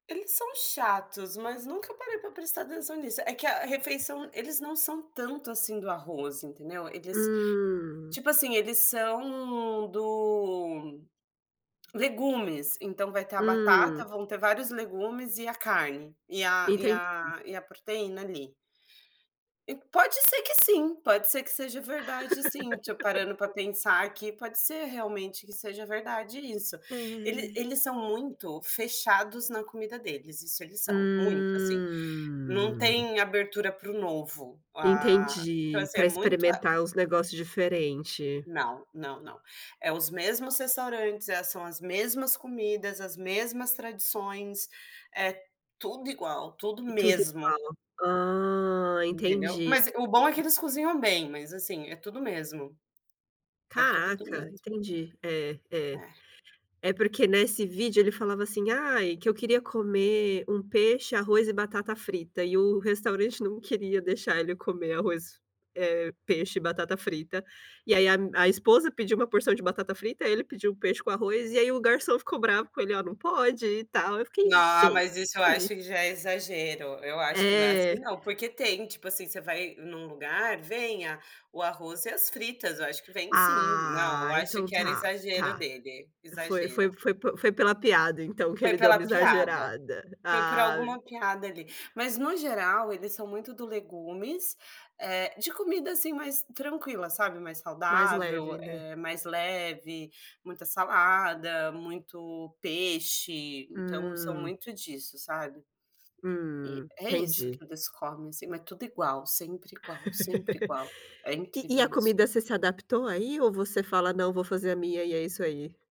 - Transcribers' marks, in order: tapping; laugh; drawn out: "Hum"; unintelligible speech; laugh
- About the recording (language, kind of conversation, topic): Portuguese, unstructured, Como a cultura influencia o jeito que vivemos?